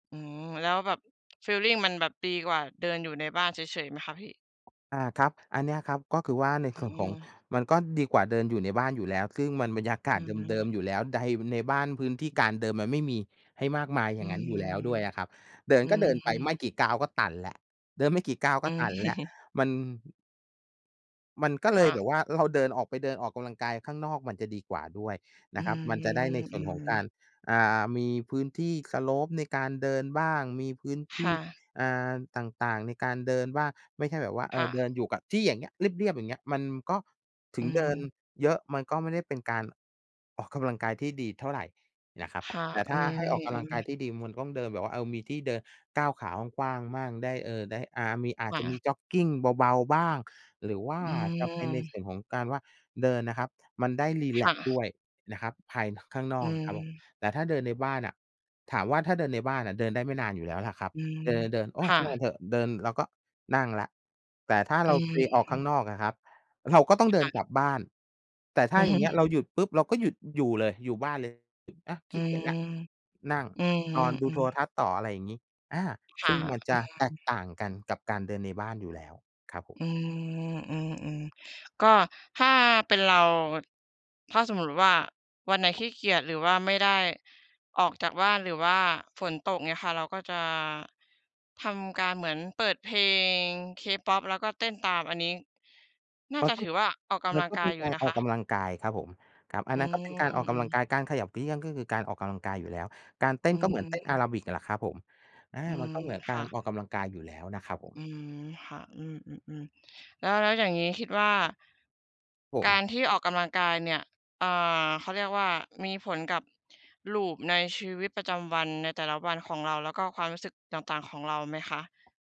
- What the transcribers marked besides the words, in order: tapping; chuckle; laughing while speaking: "เรา"; in English: "Slope"; laughing while speaking: "อืม"; "แอโรบิก" said as "อาราบิก"; other background noise
- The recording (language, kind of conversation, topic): Thai, unstructured, ถ้าคุณมีเวลาว่าง คุณชอบออกกำลังกายแบบไหนมากที่สุด?